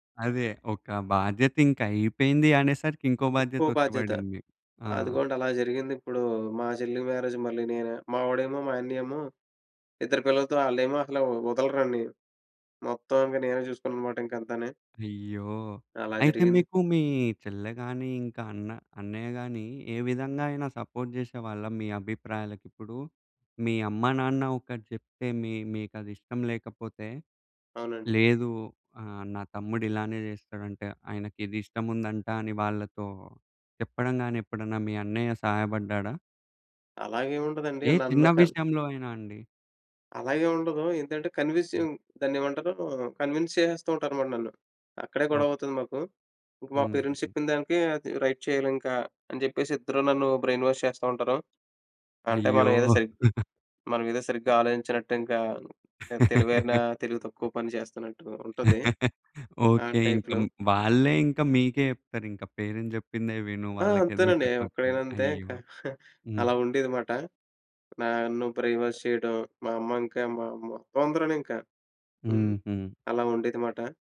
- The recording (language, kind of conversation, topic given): Telugu, podcast, కుటుంబ నిరీక్షణలు మీ నిర్ణయాలపై ఎలా ప్రభావం చూపించాయి?
- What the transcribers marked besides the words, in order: in English: "మ్యారేజ్‌కి"; in English: "సపోర్ట్"; in English: "కన్విన్స్"; in English: "పేరెంట్స్"; in English: "రైట్"; in English: "బ్రెయిన్ వాష్"; giggle; tapping; laugh; laugh; in English: "టైప్‌లో"; in English: "పేరెంట్"; giggle; in English: "బ్రెయిన్ వాష్"